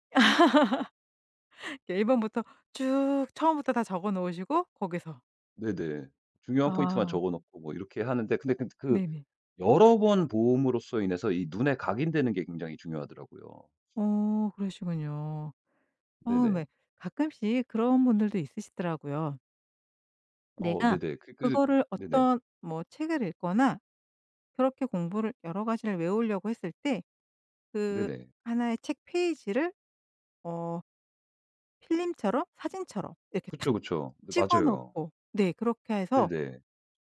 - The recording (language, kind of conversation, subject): Korean, podcast, 효과적으로 복습하는 방법은 무엇인가요?
- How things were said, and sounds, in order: laugh